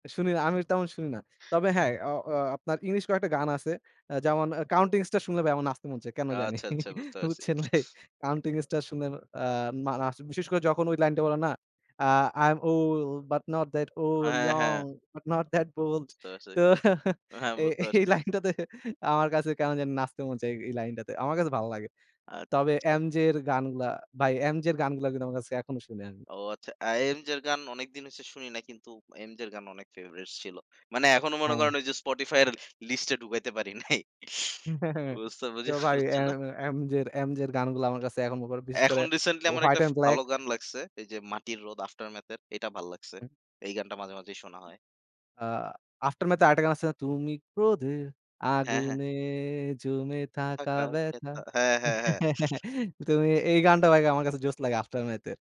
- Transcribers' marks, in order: other background noise; laugh; laughing while speaking: "বুঝছেন ভাই?"; other noise; tapping; singing: "I am old but not that old, young but not that bold"; laughing while speaking: "তো এ এই line টাতে"; laughing while speaking: "হু, হ্যাঁ, হ্যাঁ"; chuckle; singing: "তুমি ক্রোধের আগুনে জমে থাকা ব্যথা"; music; laugh
- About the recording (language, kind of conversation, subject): Bengali, unstructured, আপনার প্রিয় গান কোনটি, এবং কেন সেটি আপনার কাছে বিশেষ মনে হয়?